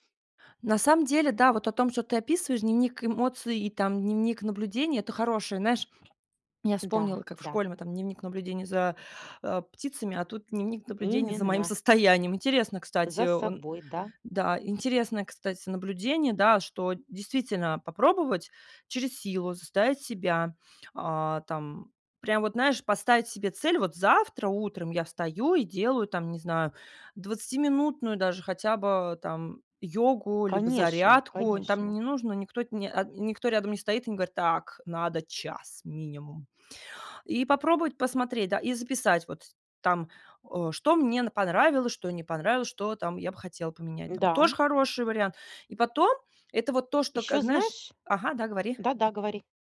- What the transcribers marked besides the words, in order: other background noise; put-on voice: "Так, надо час минимум"; tapping
- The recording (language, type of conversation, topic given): Russian, advice, Как найти время для спорта при загруженном рабочем графике?